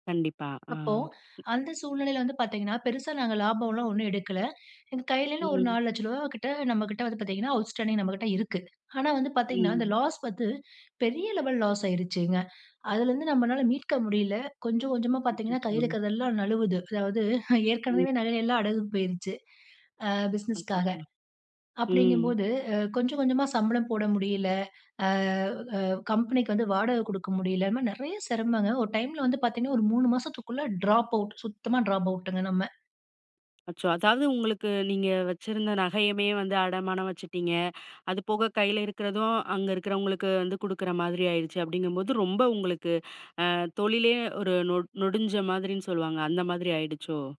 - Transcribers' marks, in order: other noise; in English: "அவுட்ஸ்டாண்டிங்"; in English: "டிராப் அவுட்"; in English: "டிராப் அவுட்டுங்க"
- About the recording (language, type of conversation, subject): Tamil, podcast, அவசர நேரத்தில் உங்களுக்கு உதவிய ஒரு வெளிநாட்டுத் தோழர் மூலம் நீங்கள் என்ன கற்றுக்கொண்டீர்கள்?